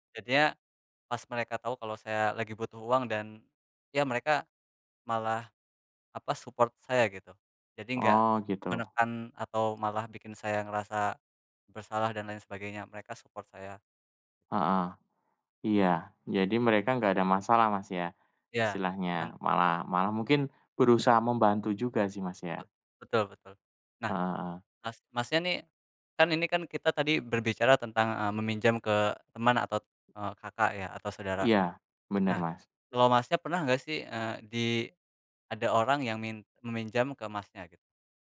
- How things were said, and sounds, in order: in English: "support"; in English: "support"
- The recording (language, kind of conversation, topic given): Indonesian, unstructured, Pernahkah kamu meminjam uang dari teman atau keluarga, dan bagaimana ceritanya?